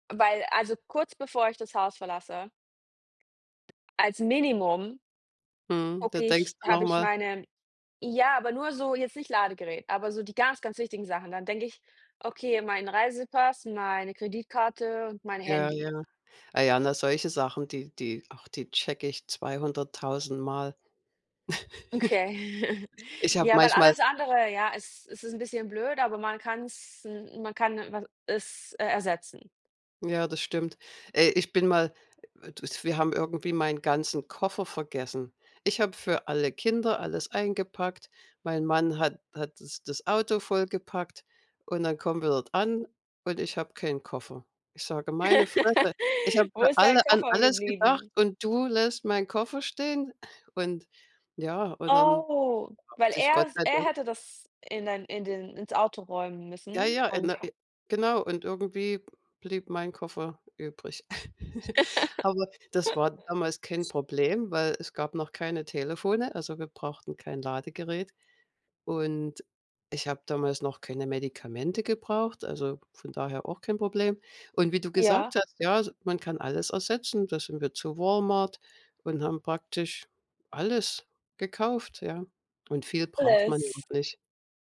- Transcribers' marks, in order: other background noise; laugh; chuckle; laugh; chuckle; laugh
- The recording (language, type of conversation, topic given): German, unstructured, Wie bereitest du dich auf eine neue Reise vor?